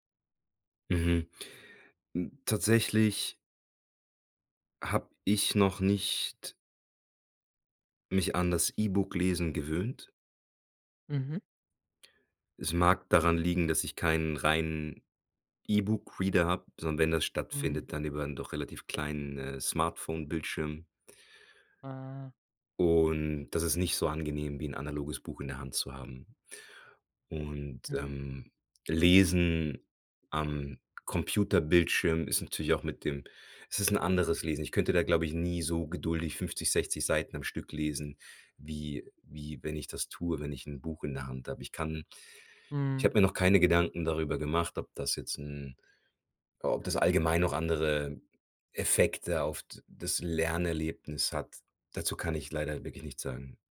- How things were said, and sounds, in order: none
- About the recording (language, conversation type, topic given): German, podcast, Wie nutzt du Technik fürs lebenslange Lernen?